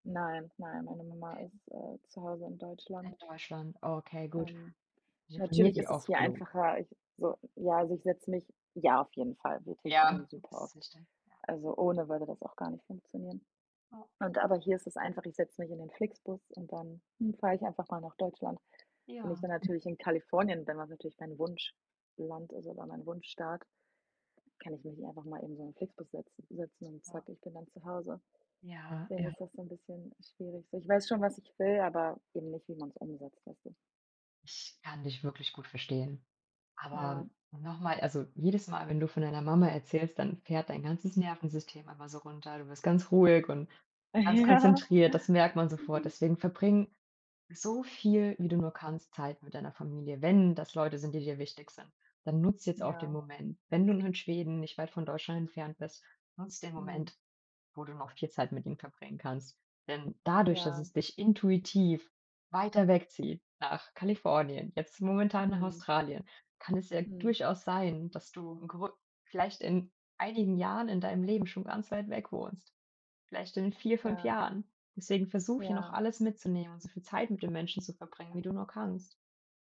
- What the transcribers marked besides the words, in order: laughing while speaking: "Ja"; giggle; unintelligible speech
- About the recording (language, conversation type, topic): German, advice, Wie kann ich meine Angst und Unentschlossenheit bei großen Lebensentscheidungen überwinden?